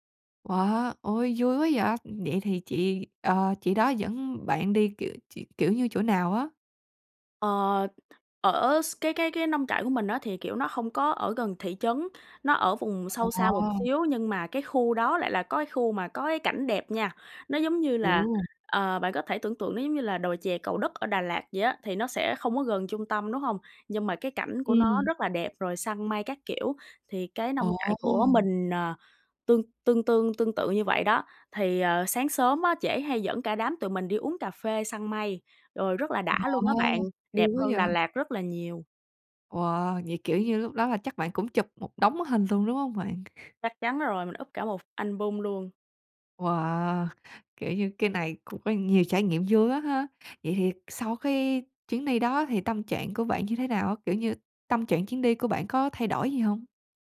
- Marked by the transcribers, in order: tapping; other background noise
- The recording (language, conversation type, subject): Vietnamese, podcast, Bạn từng được người lạ giúp đỡ như thế nào trong một chuyến đi?